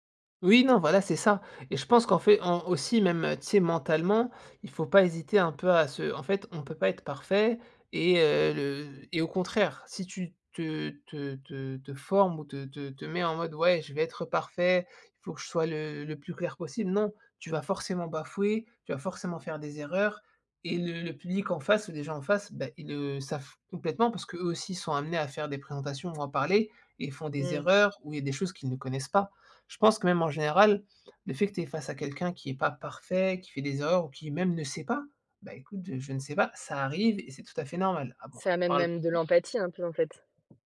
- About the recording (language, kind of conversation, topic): French, podcast, Quelles astuces pour parler en public sans stress ?
- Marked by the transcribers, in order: other background noise; unintelligible speech; unintelligible speech